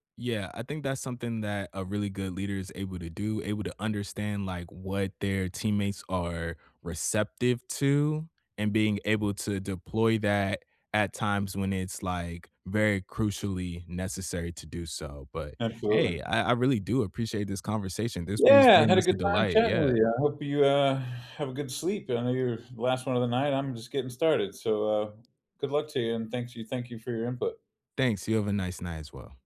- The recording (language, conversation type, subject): English, unstructured, How should a captain mediate a disagreement between teammates during a close game?
- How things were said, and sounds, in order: tapping